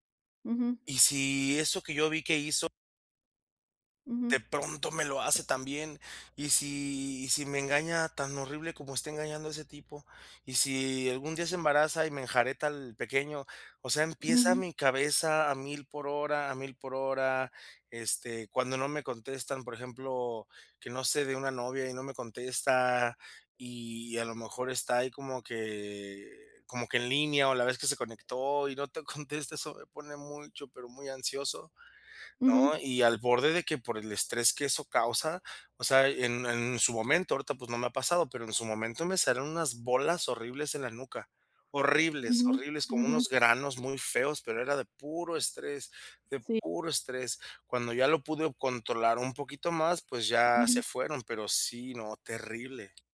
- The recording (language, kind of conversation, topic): Spanish, advice, ¿Cómo puedo identificar y nombrar mis emociones cuando estoy bajo estrés?
- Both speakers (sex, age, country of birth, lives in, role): female, 60-64, Mexico, Mexico, advisor; male, 35-39, Mexico, Mexico, user
- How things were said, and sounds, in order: laughing while speaking: "contesta"; other noise; tapping